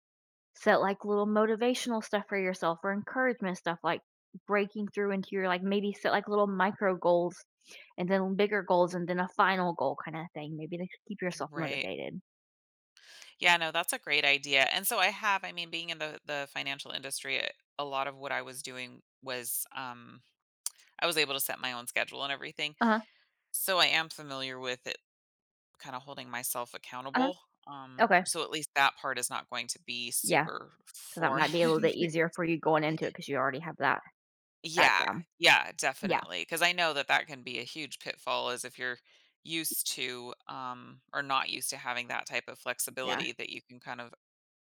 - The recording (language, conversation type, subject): English, advice, How should I prepare for a major life change?
- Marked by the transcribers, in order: tongue click; laughing while speaking: "foreign because"; tapping; other background noise